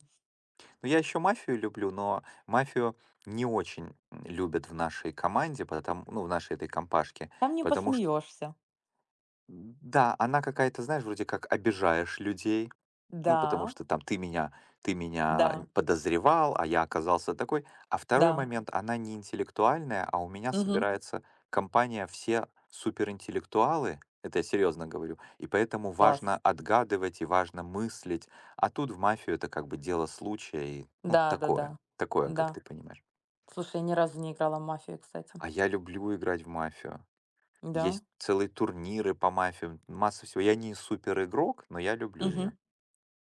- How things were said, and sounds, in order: other background noise; tapping
- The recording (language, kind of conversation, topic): Russian, unstructured, Какие мечты ты хочешь осуществить вместе с друзьями?